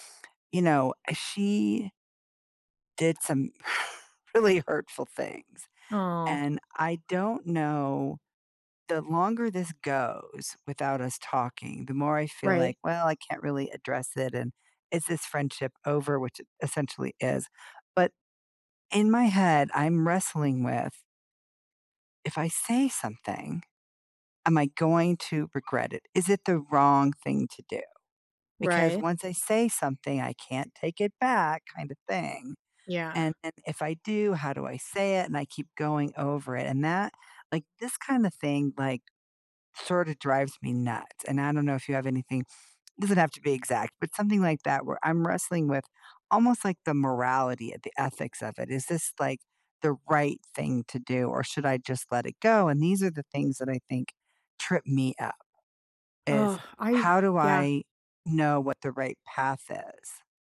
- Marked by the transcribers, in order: exhale
- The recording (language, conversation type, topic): English, unstructured, Which voice in my head should I trust for a tough decision?